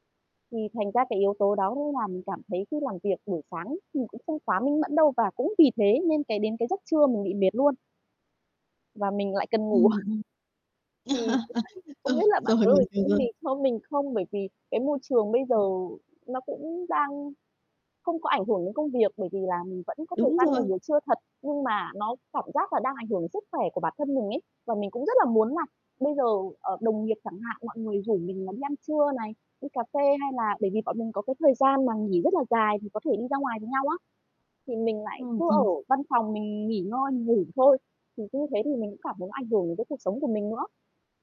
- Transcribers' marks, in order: static; chuckle; laugh; laughing while speaking: "Ừ"; background speech; distorted speech
- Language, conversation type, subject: Vietnamese, advice, Ngủ trưa quá nhiều ảnh hưởng đến giấc ngủ ban đêm của bạn như thế nào?